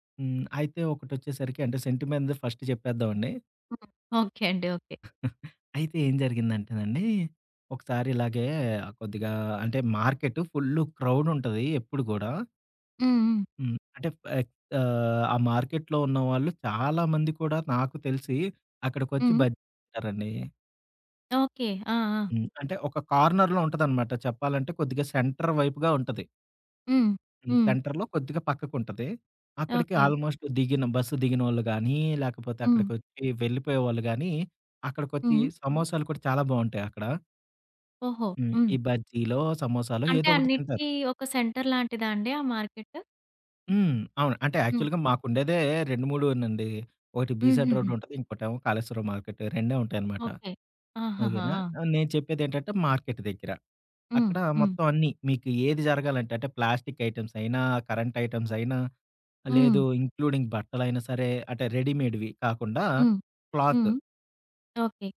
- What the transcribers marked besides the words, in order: in English: "సెంటిమెంట్‌దే ఫస్ట్"; chuckle; in English: "మార్కెట్‌లో"; in English: "కార్నర్‌లో"; in English: "సెంటర్"; in English: "సెంటర్‌లో"; in English: "ఆల్‌మె‌స్ట్"; other background noise; in English: "సెంటర్"; in English: "మార్కెట్?"; in English: "యాక్చువల్‌గా"; in English: "మార్కెట్"; in English: "ప్లాస్టిక్ ఐటమ్స్"; in English: "కరెంట్ ఐటెమ్స్"; in English: "ఇంక్లూడింగ్"; in English: "రెడీమేడ్‌వి"; in English: "క్లాత్"
- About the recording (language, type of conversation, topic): Telugu, podcast, ఒక స్థానిక మార్కెట్‌లో మీరు కలిసిన విక్రేతతో జరిగిన సంభాషణ మీకు ఎలా గుర్తుంది?